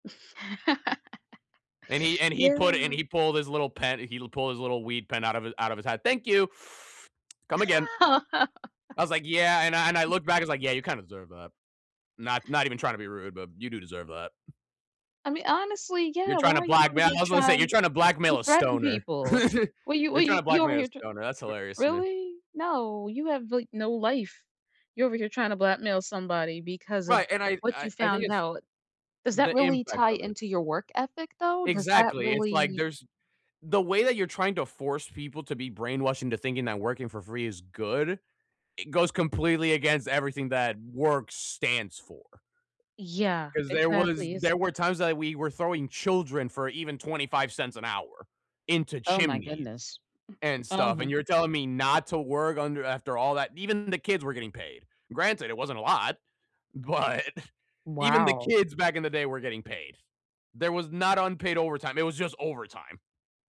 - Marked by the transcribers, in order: laugh; other noise; tapping; laugh; other background noise; chuckle; laughing while speaking: "but"
- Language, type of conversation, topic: English, unstructured, How do you feel about unpaid overtime in today’s workplaces?